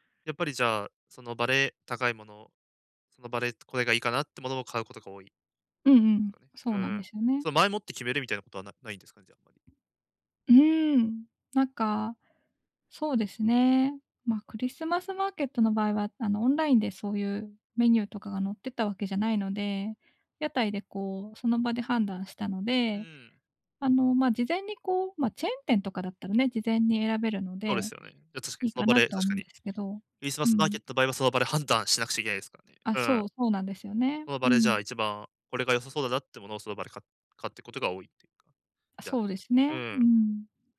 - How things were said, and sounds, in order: none
- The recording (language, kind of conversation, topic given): Japanese, advice, 外食のとき、健康に良い選び方はありますか？